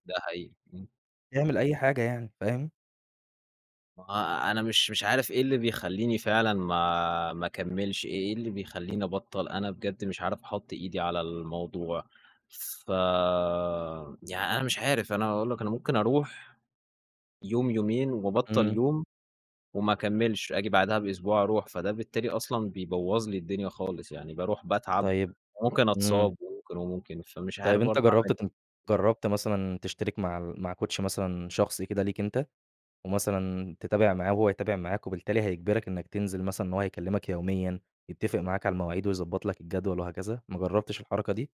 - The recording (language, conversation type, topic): Arabic, advice, إزاي أبطّل أسوّف كل يوم وألتزم بتمارين رياضية يوميًا؟
- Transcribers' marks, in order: other background noise; in English: "كوتش"